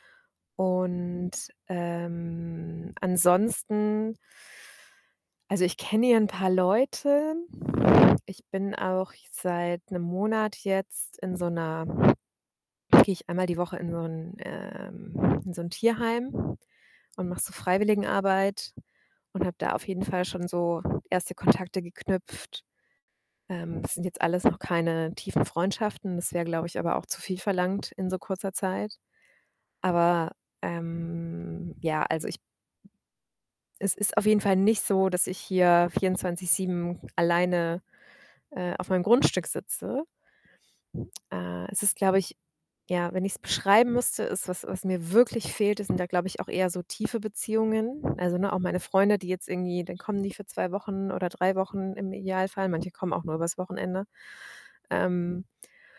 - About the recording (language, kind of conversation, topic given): German, advice, Wie kann ich lernen, allein zu sein, ohne mich einsam zu fühlen?
- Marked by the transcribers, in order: drawn out: "ähm"; static; other background noise; drawn out: "ähm"